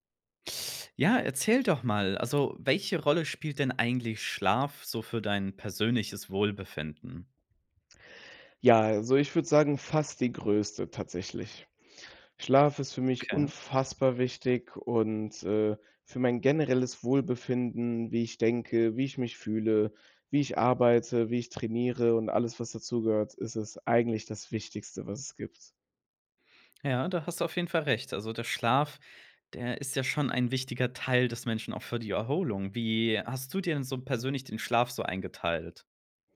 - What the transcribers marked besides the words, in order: other background noise
- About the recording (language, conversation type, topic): German, podcast, Welche Rolle spielt Schlaf für dein Wohlbefinden?